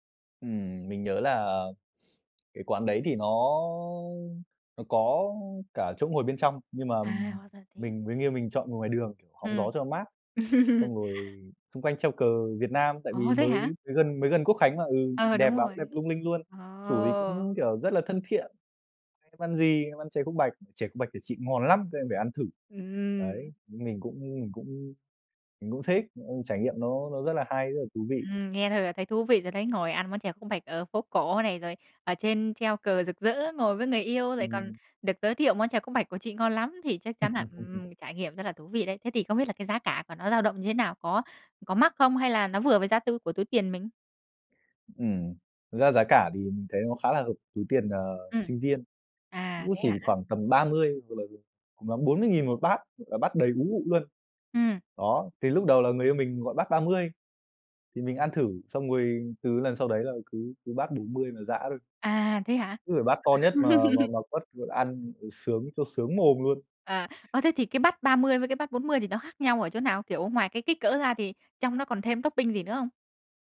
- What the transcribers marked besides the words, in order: other background noise; tapping; laugh; laugh; unintelligible speech; laugh; other noise; in English: "topping"
- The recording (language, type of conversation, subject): Vietnamese, podcast, Bạn có thể kể về lần bạn thử một món ăn lạ và mê luôn không?